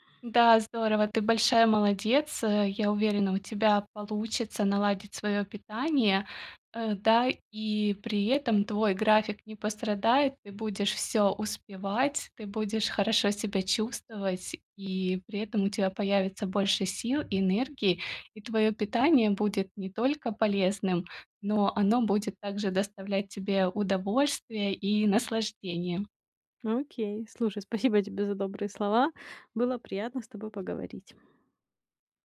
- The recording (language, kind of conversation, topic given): Russian, advice, Как наладить здоровое питание при плотном рабочем графике?
- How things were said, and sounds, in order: other background noise; tapping